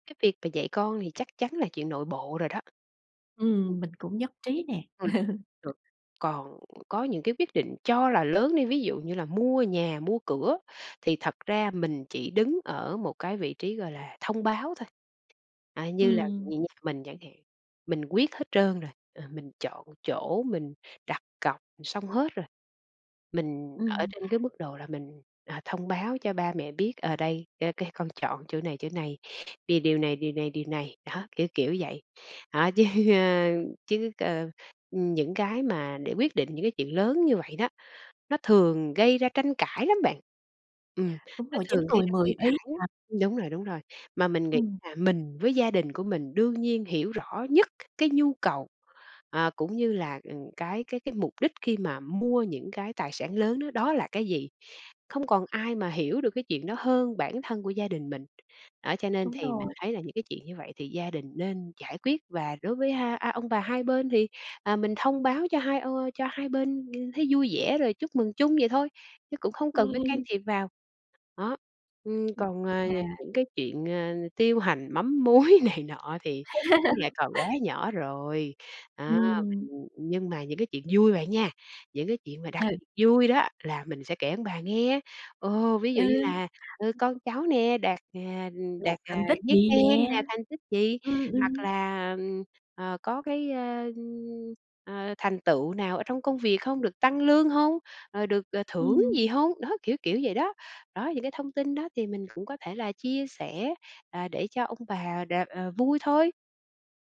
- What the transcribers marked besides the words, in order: other background noise; unintelligible speech; laugh; tapping; laughing while speaking: "chứ"; laughing while speaking: "mắm muối"; laugh
- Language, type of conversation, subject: Vietnamese, podcast, Làm thế nào để đặt ranh giới với người thân mà vẫn giữ được tình cảm và hòa khí?